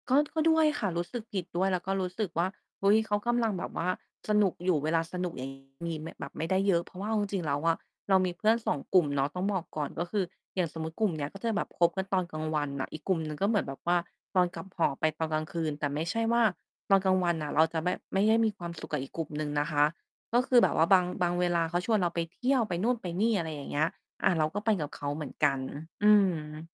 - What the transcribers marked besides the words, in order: mechanical hum; distorted speech
- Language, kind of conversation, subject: Thai, podcast, เพื่อนที่ดีสำหรับคุณเป็นอย่างไร?